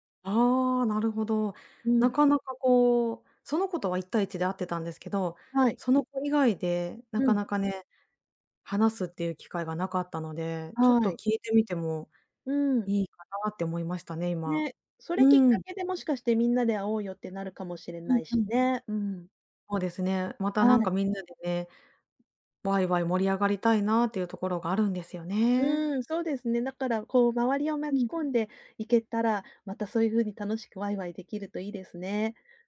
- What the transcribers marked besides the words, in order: none
- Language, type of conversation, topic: Japanese, advice, 家族や友人との関係が変化したとき、どう対応すればよいか迷ったらどうすればいいですか？